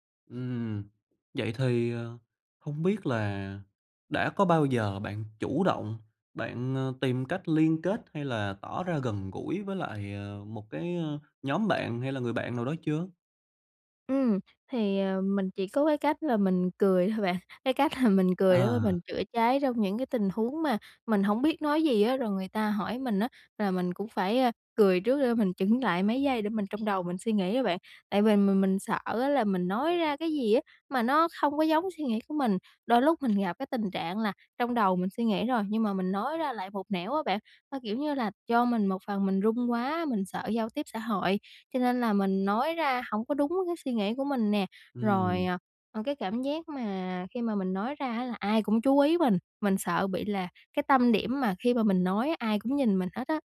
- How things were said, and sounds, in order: tapping; laughing while speaking: "là"; other background noise
- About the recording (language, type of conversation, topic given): Vietnamese, advice, Làm sao để tôi không còn cảm thấy lạc lõng trong các buổi tụ tập?